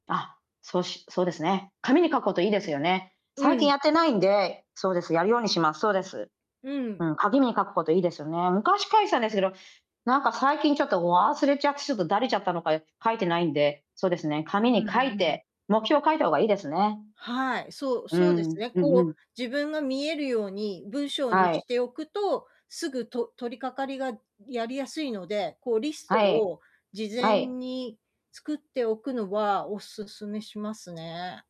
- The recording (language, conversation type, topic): Japanese, advice, やることが多すぎて、何から始めればいいのか分からず混乱しているのですが、どうすれば整理できますか？
- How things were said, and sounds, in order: "紙" said as "かぎ"; tapping